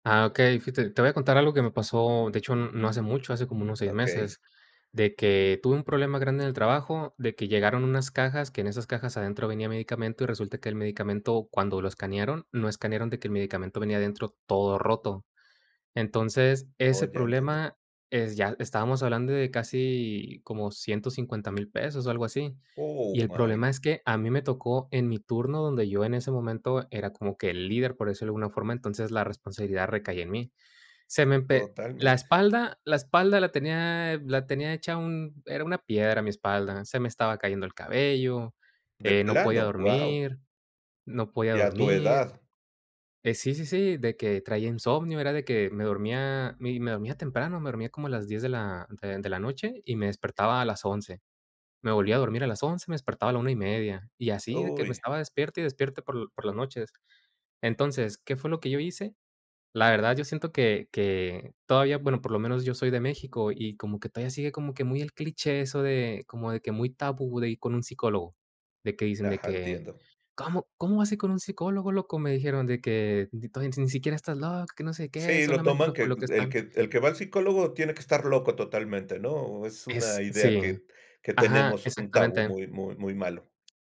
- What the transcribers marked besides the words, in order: in English: "Oh, my"; put-on voice: "N to ni siquiera estás … los que están"
- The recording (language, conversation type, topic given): Spanish, podcast, ¿Qué haces para desconectarte del trabajo al terminar el día?